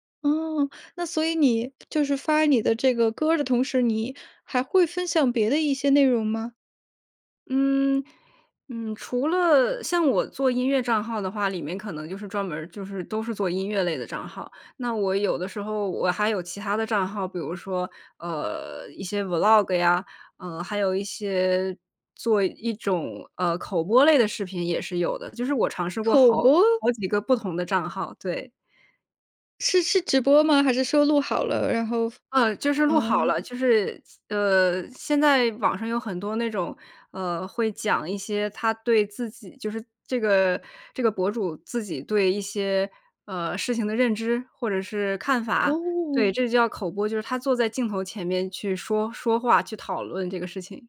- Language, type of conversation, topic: Chinese, podcast, 你怎么让观众对作品产生共鸣?
- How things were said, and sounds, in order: surprised: "口播？"; other background noise; other noise